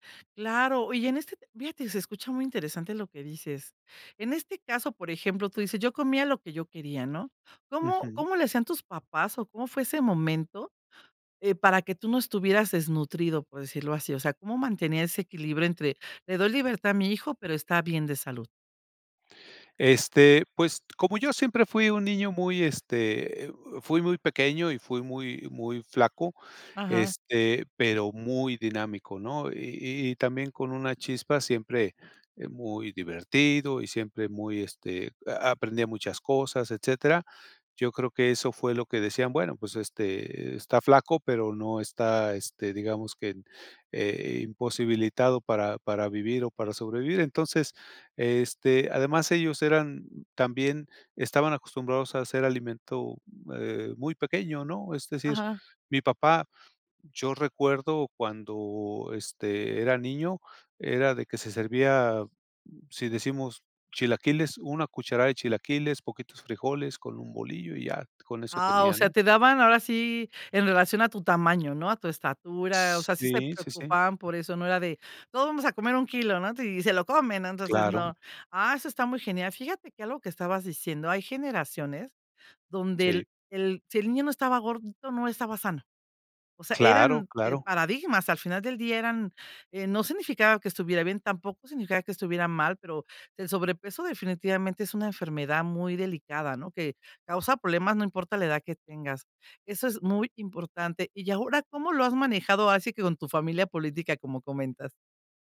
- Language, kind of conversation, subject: Spanish, podcast, ¿Cómo identificas el hambre real frente a los antojos emocionales?
- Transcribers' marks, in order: other background noise